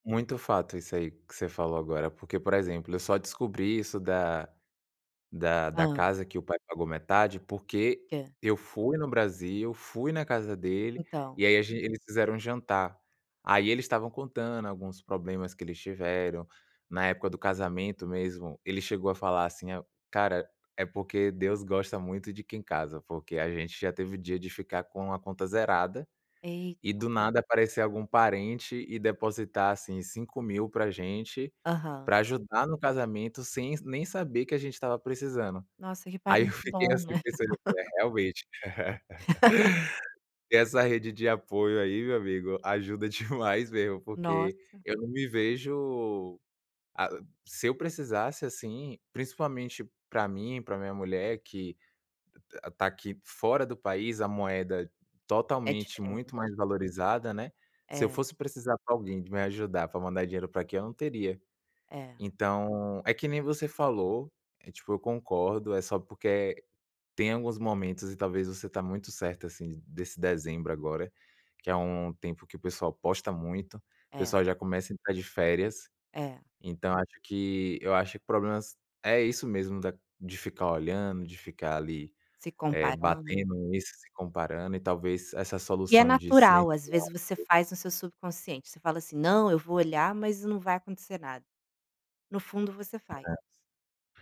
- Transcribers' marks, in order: laugh; tapping
- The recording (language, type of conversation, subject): Portuguese, advice, Como você se sente ao se comparar constantemente com colegas nas redes sociais?